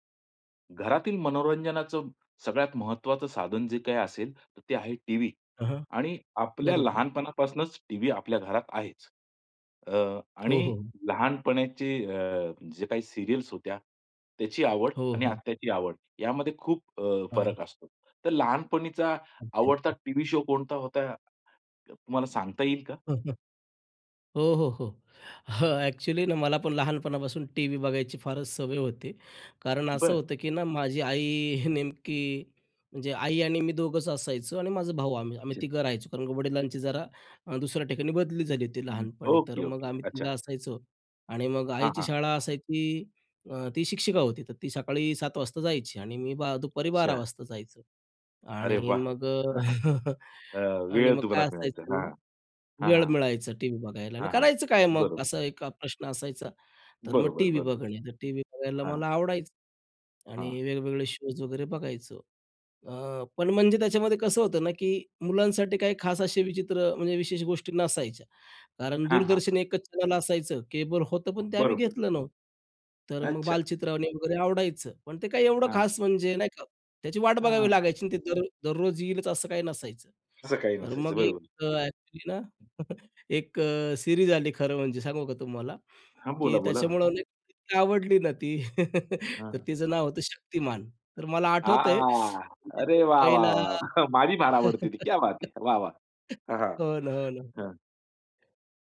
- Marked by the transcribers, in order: in English: "सीरियल्स"; in English: "शो"; chuckle; laughing while speaking: "हं"; chuckle; tapping; chuckle; other background noise; chuckle; in English: "शोज"; giggle; in English: "सीरीज"; joyful: "आ! अरे, वाह! वाह! वाह! … है वाह! वाह!"; unintelligible speech; chuckle; in Hindi: "क्या बात है"; teeth sucking; chuckle
- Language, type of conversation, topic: Marathi, podcast, लहानपणीचा आवडता टीव्ही शो कोणता आणि का?